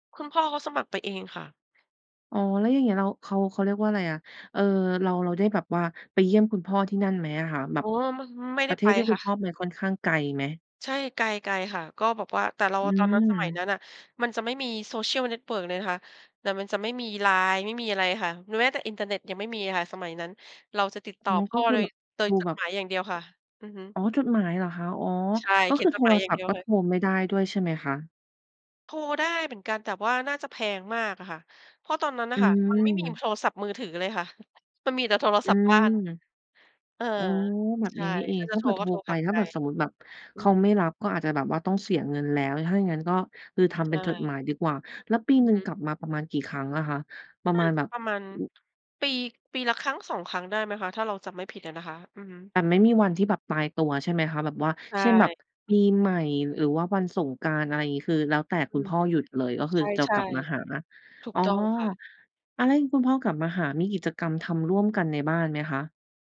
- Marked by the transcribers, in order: other background noise; chuckle
- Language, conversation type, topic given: Thai, podcast, เล่าความทรงจำเล็กๆ ในบ้านที่ทำให้คุณยิ้มได้หน่อย?